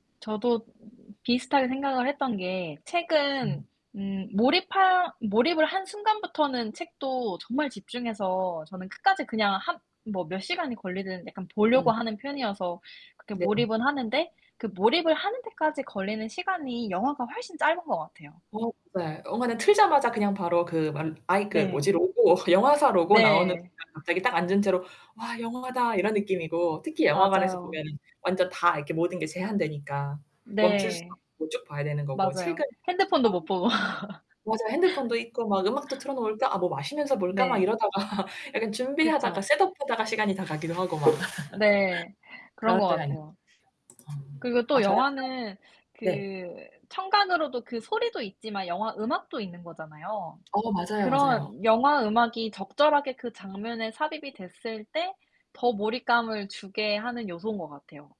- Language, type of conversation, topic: Korean, unstructured, 책과 영화 중 어떤 매체로 이야기를 즐기시나요?
- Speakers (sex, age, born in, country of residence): female, 25-29, South Korea, United States; female, 35-39, South Korea, Sweden
- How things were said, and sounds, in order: distorted speech; tapping; laughing while speaking: "로고"; laugh; other background noise; laughing while speaking: "이러다가"; laugh